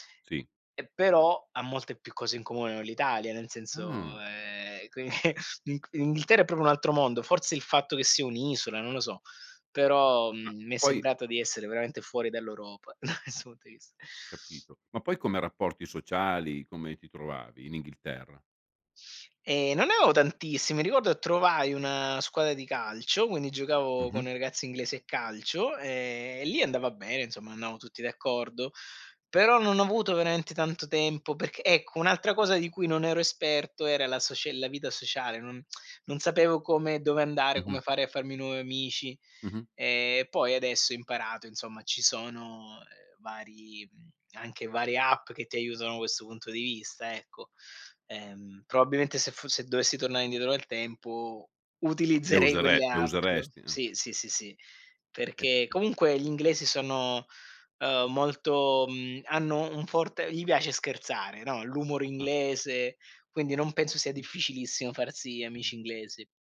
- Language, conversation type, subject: Italian, podcast, Che consigli daresti a chi vuole cominciare oggi?
- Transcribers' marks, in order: chuckle; chuckle; unintelligible speech; tsk; laughing while speaking: "utilizzerei quelle app"; unintelligible speech